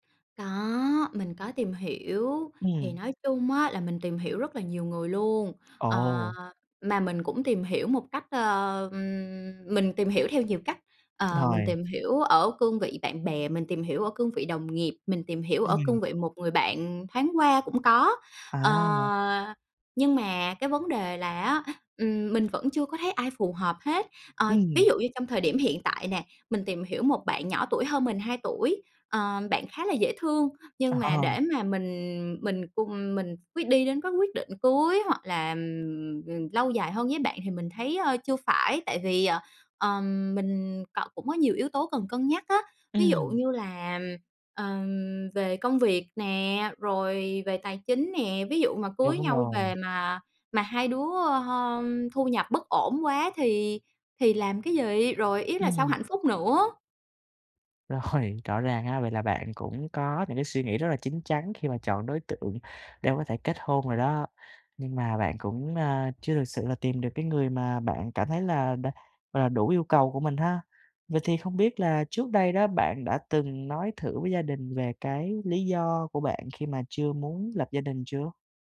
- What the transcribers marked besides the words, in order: tapping; other background noise; drawn out: "Ờ"; laughing while speaking: "Ờ"; laughing while speaking: "Rồi"
- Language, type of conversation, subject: Vietnamese, advice, Làm thế nào để nói chuyện với gia đình khi bị giục cưới dù tôi chưa sẵn sàng?